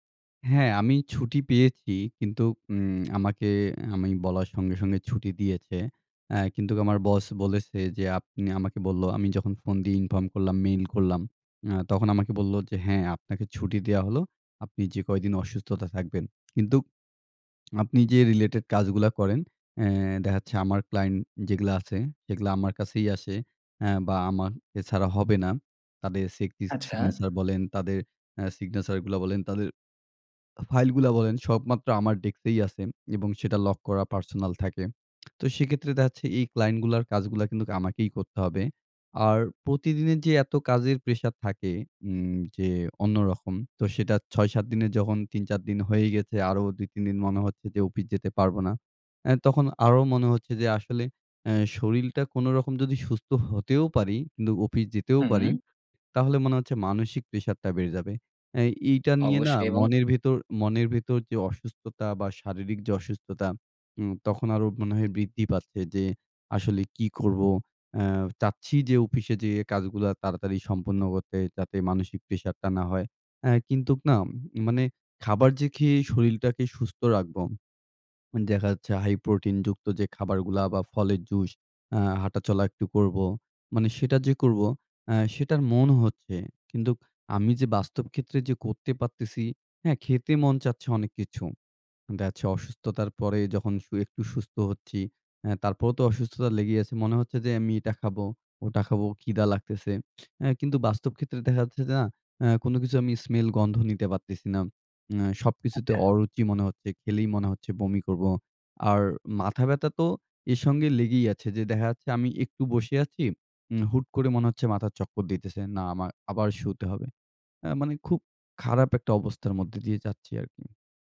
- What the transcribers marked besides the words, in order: in English: "inform"; "কিন্তু" said as "কিন্তুক"; in English: "segi signature"; in English: "signature"; swallow; "দেখা যাচ্ছে" said as "দেখাচ্ছে"; "শরীরটা" said as "শরীলটা"; "কিন্তু" said as "কিন্তুক"; "শরীরটাকে" said as "শরীলটাকে"; "কিন্তু" said as "কিন্তুক"; "দেখা যাচ্ছে" said as "দেয়াচ্ছে"; "আমি" said as "এমি"
- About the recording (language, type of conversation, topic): Bengali, advice, অসুস্থতার পর শরীর ঠিকমতো বিশ্রাম নিয়ে সেরে উঠছে না কেন?